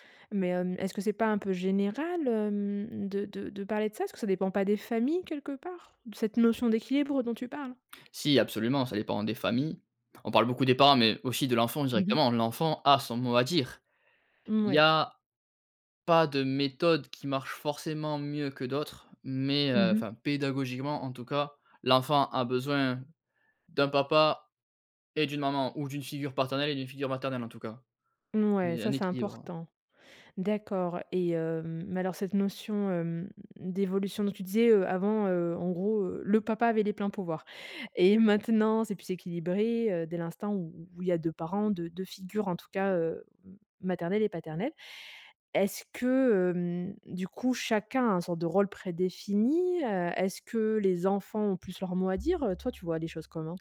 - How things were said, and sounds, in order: tapping
- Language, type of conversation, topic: French, podcast, Comment la notion d’autorité parentale a-t-elle évolué ?